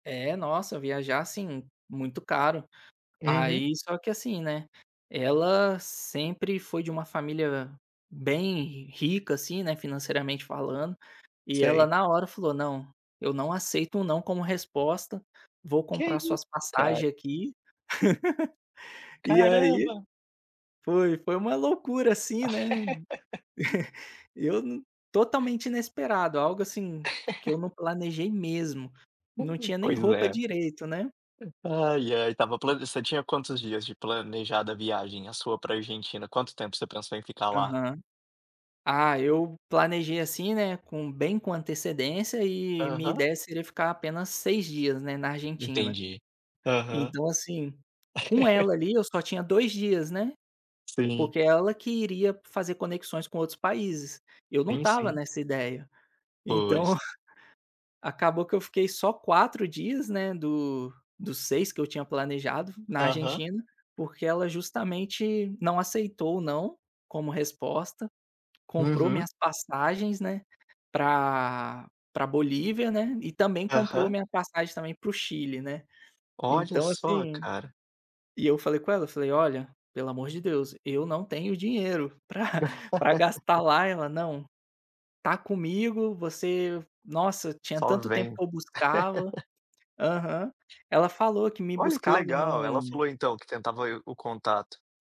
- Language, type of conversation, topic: Portuguese, podcast, Teve algum encontro inesperado que mudou sua viagem?
- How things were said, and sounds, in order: laugh; laugh; chuckle; laugh; other noise; laugh; laugh; laugh